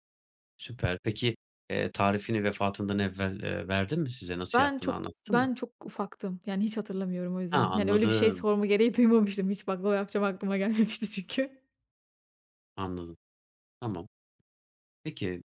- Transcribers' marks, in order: laughing while speaking: "gelmemişti çünkü"
- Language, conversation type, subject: Turkish, podcast, Evdeki yemek kokusu seni nasıl etkiler?